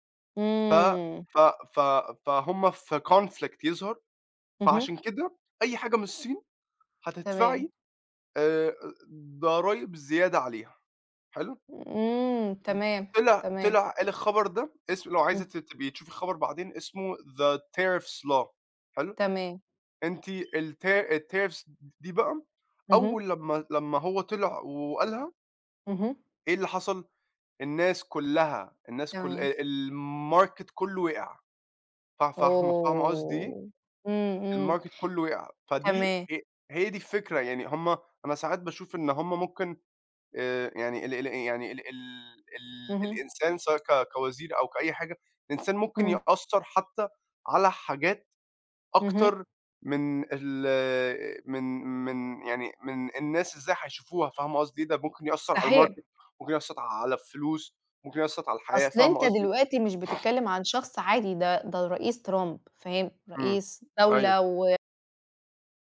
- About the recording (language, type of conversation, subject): Arabic, unstructured, إزاي الناس يقدروا يتأكدوا إن الأخبار اللي بيسمعوها صحيحة؟
- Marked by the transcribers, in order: in English: "conflict"; unintelligible speech; unintelligible speech; in English: "The Tariffs law"; in English: "الtariffs"; in English: "الماركت"; in English: "الماركت"; other background noise; in English: "الماركت"; "يأثر" said as "يأثط"; "يأثر" said as "يأثط"